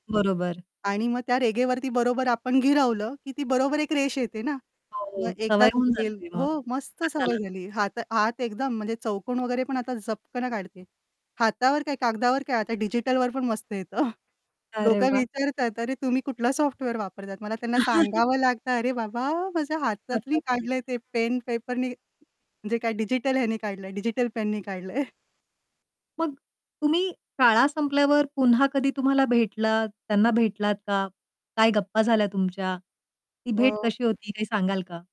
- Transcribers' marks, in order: static; distorted speech; chuckle; other background noise; chuckle; chuckle
- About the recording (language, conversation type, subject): Marathi, podcast, तुला शाळेतल्या एखाद्या शिक्षकाची पहिली भेट कशी आठवते?